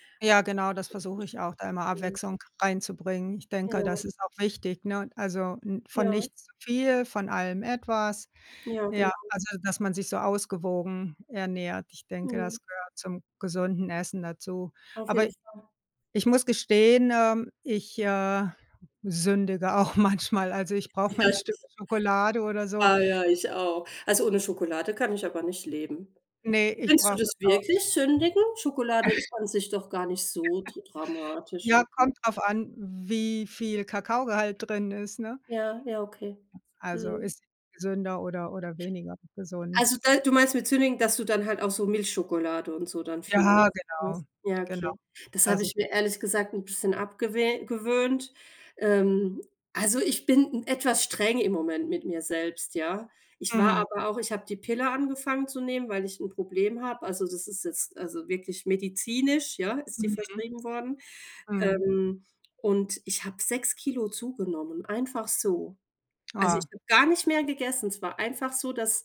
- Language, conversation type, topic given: German, unstructured, Wie wichtig ist dir eine gesunde Ernährung im Alltag?
- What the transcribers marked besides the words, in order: other noise; laughing while speaking: "auch manchmal"; chuckle; put-on voice: "Ja"